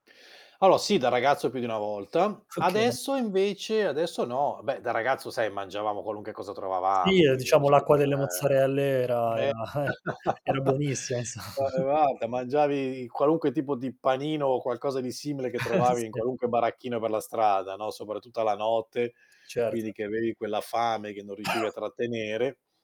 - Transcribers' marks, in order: static; "Allora" said as "Alloa"; other background noise; distorted speech; laughing while speaking: "Okay"; "qualunque" said as "qualunche"; tapping; chuckle; unintelligible speech; laughing while speaking: "eh!"; laughing while speaking: "insomma"; chuckle; chuckle; other noise
- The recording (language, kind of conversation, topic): Italian, podcast, Come fai a mantenerti al sicuro quando viaggi da solo?